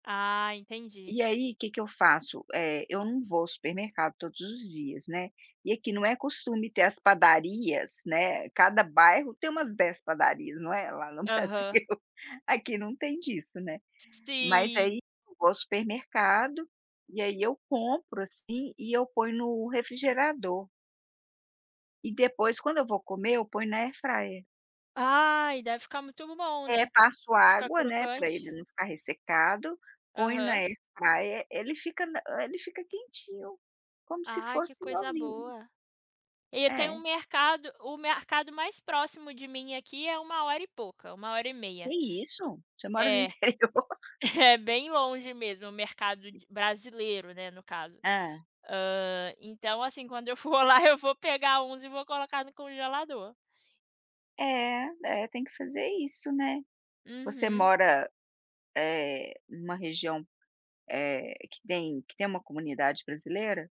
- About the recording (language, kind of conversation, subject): Portuguese, podcast, Qual é o seu ritual de café ou chá de manhã, quando você acorda?
- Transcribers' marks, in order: laughing while speaking: "Brasil"; in English: "air fryer"; in English: "air fryer"; laughing while speaking: "interior?"; tapping